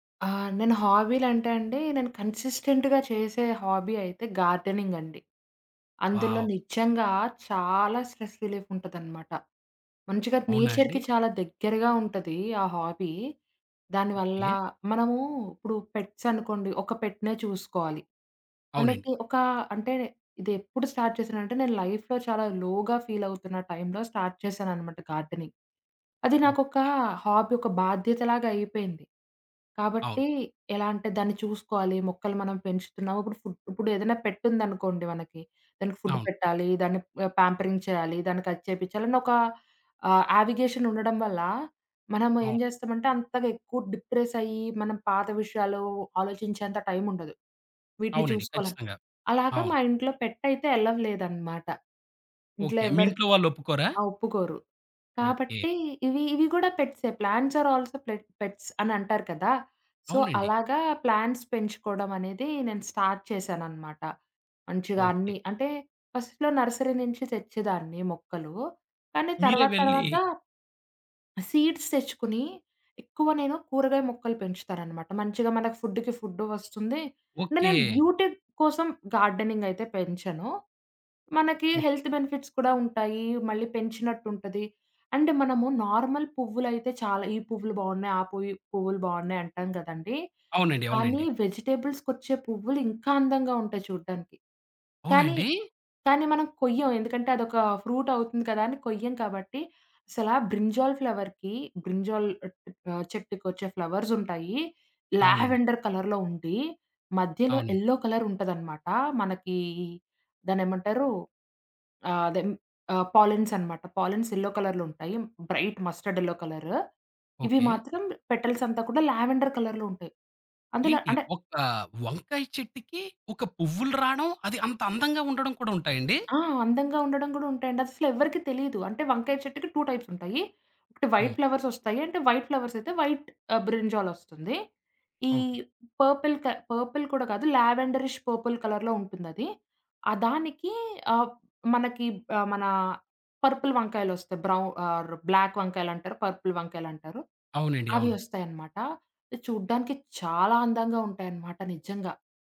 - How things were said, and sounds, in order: in English: "కన్సిస్టెంట్‌గా"; in English: "హాబీ"; in English: "గార్డెనింగ్"; in English: "స్ట్రెస్ రిలీఫ్"; in English: "నేచర్‌కి"; in English: "హాబీ"; in English: "పెట్స్"; in English: "పెట్‌నే"; in English: "స్టార్ట్"; in English: "లైఫ్‌లో"; in English: "లోగా"; in English: "స్టార్ట్"; in English: "గార్డెనింగ్"; in English: "హాబీ"; in English: "ఫుడ్"; in English: "పెట్"; in English: "ఫుడ్"; in English: "ప్యాంపరింగ్"; in English: "యావిగేషన్"; in English: "పెట్"; in English: "అలౌ"; in English: "ప్లాంట్స్ ఆర్ ఆల్సో పె పెట్స్"; in English: "సో"; in English: "ప్లాంట్స్"; in English: "స్టార్ట్"; in English: "ఫస్ట్‌లో నర్సరీ"; in English: "సీడ్స్"; in English: "ఫుడ్‌కి"; in English: "బ్యూటీ"; in English: "గార్డెనింగ్"; in English: "హెల్త్ బెనిఫిట్స్"; in English: "నార్మల్"; in English: "ఫ్రూట్"; in English: "బ్రింజాల్ ఫ్లవర్‌కి బ్రింజాల్"; in English: "ఫ్లవర్స్"; in English: "లావెండర్ కలర్‌లో"; in English: "ఎల్లో కలర్"; in English: "పాలిన్స్"; in English: "పాలిన్స్ ఎల్లో కలర్‌లో"; in English: "బ్రైట్ మస్టర్డ్ ఎల్లో కలర్"; in English: "పెటల్స్"; in English: "లావెండర్ కలర్‌లో"; in English: "టూ టైప్స్"; in English: "వైట్ ఫ్లవర్స్"; in English: "వైట్ ఫ్లవర్స్"; in English: "వైట్"; in English: "బ్రింజాల్"; in English: "పర్పుల్"; in English: "పర్పుల్"; in English: "లావెండరిష్ పర్పుల్ కలర్‌లో"; in English: "పర్పుల్"; in English: "బ్రౌ ఆర్ బ్లాక్"; in English: "పర్పుల్"
- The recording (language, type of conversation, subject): Telugu, podcast, హాబీలు మీ ఒత్తిడిని తగ్గించడంలో ఎలా సహాయపడతాయి?